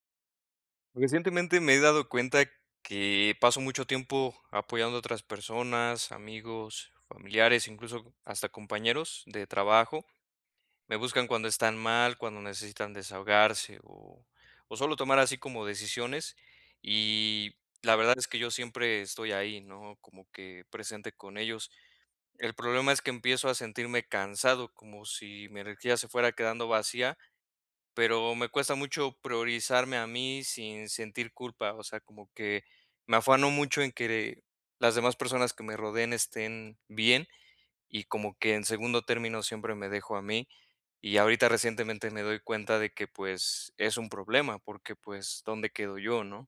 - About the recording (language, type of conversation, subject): Spanish, advice, ¿Cómo puedo cuidar mi bienestar mientras apoyo a un amigo?
- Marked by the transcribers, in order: none